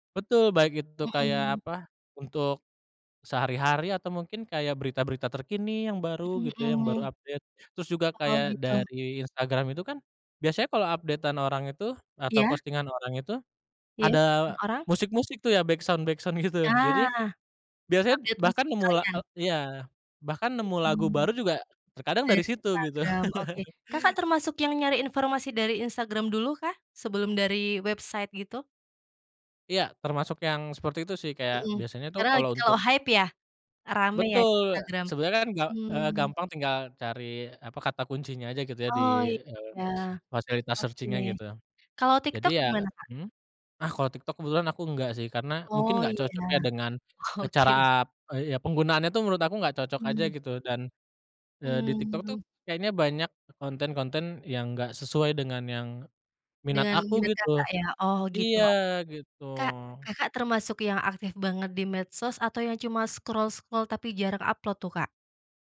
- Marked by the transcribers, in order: in English: "update"; in English: "update-an"; in English: "backsound-backsound"; in English: "update"; chuckle; in English: "website"; in English: "hype"; in English: "searching-nya"; laughing while speaking: "oke"; in English: "scroll-scroll"; in English: "upload"
- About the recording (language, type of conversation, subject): Indonesian, podcast, Menurut kamu, apa manfaat media sosial dalam kehidupan sehari-hari?